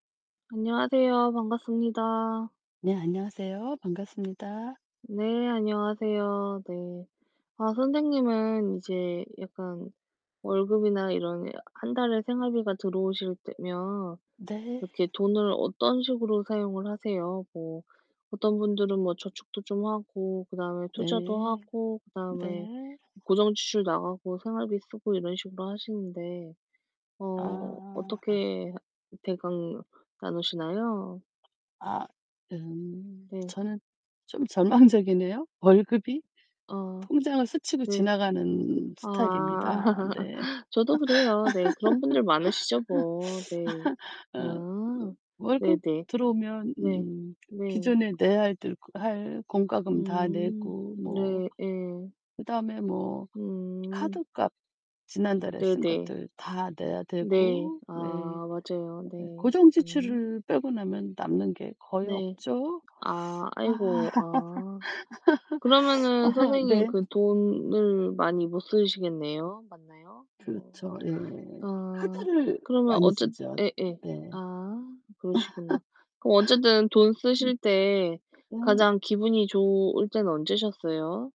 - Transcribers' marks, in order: tapping; other background noise; static; distorted speech; laughing while speaking: "절망적이네요"; background speech; laugh; laugh; laugh; laugh
- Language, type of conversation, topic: Korean, unstructured, 돈을 쓸 때 가장 행복한 순간은 언제인가요?